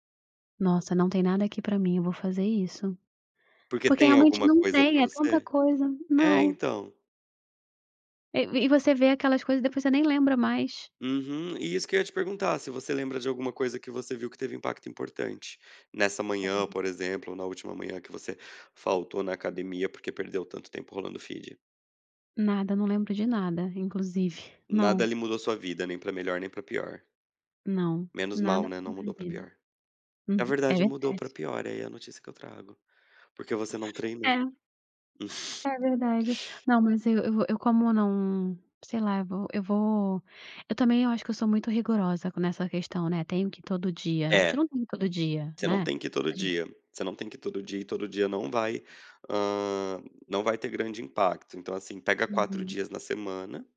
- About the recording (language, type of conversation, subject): Portuguese, advice, Como posso superar a procrastinação e conseguir começar tarefas importantes?
- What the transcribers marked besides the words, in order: in English: "feed"; chuckle; tapping; chuckle; unintelligible speech